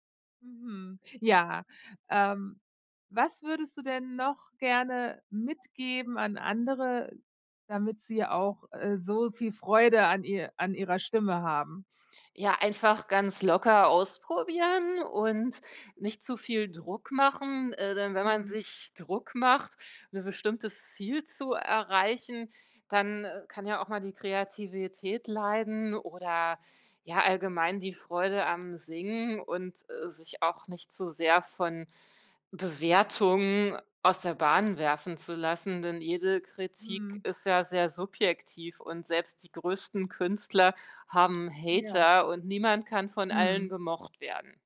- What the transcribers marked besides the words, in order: other background noise
- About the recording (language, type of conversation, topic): German, podcast, Wie findest du deine persönliche Stimme als Künstler:in?
- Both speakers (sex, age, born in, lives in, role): female, 40-44, Germany, United States, host; female, 45-49, Germany, Germany, guest